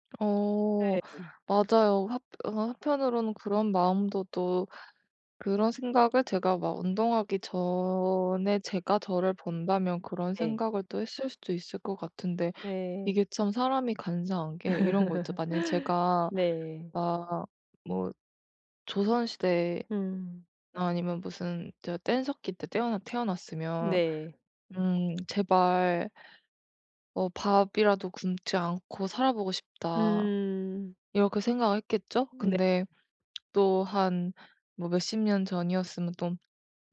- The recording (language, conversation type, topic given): Korean, advice, 다른 사람의 삶과 성취를 자꾸 비교하는 습관을 어떻게 멈출 수 있을까요?
- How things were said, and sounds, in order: other background noise; laugh